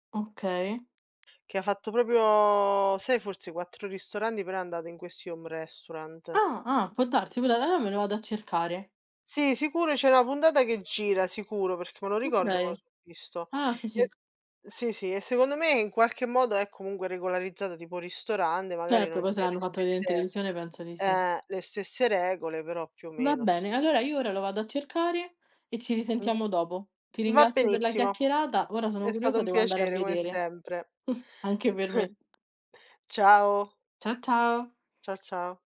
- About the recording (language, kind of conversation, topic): Italian, unstructured, Come scegli cosa mangiare durante la settimana?
- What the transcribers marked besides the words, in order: tapping; drawn out: "propio"; "proprio" said as "propio"; in English: "home restaurant"; "Okay" said as "ucrei"; other background noise; snort; chuckle